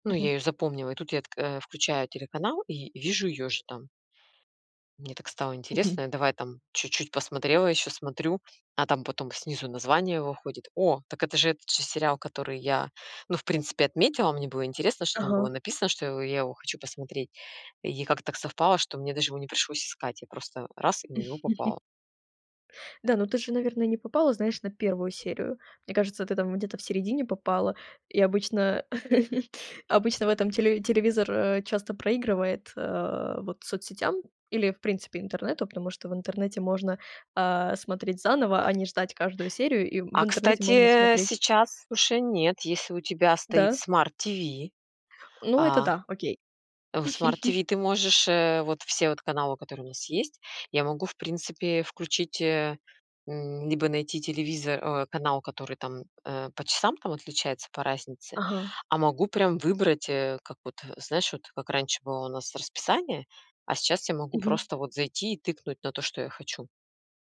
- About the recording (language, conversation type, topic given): Russian, podcast, Как социальные сети влияют на то, что люди смотрят по телевизору?
- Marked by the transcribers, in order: laugh; chuckle; laugh